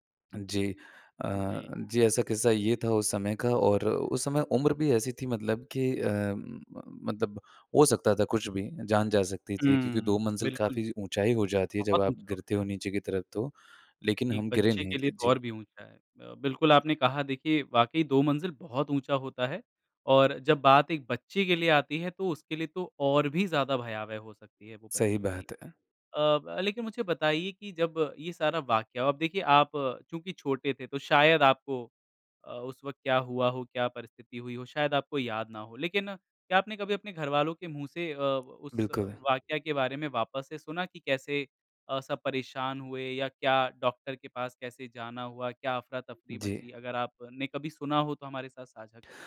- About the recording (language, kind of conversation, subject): Hindi, podcast, कभी ऐसा लगा कि किस्मत ने आपको बचा लिया, तो वह कैसे हुआ?
- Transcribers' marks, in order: dog barking